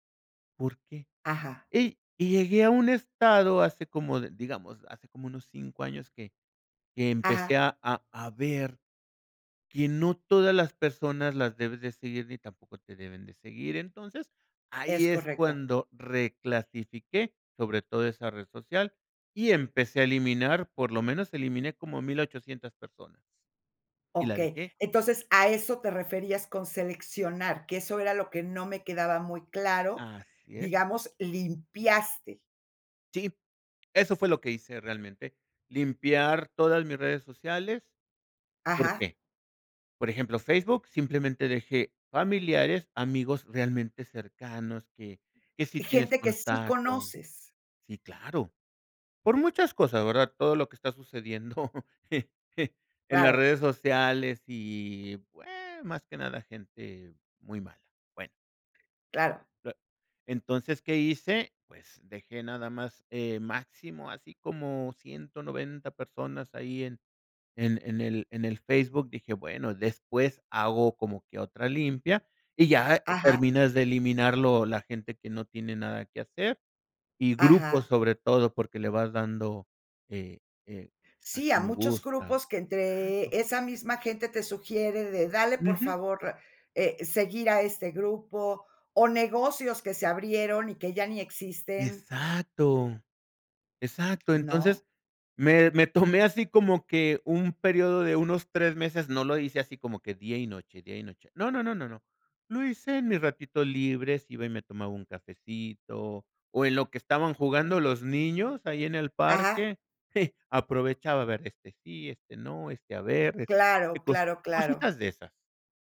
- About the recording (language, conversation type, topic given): Spanish, podcast, ¿Cómo decides si seguir a alguien en redes sociales?
- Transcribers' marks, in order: laughing while speaking: "sucediendo"; tapping; lip smack; giggle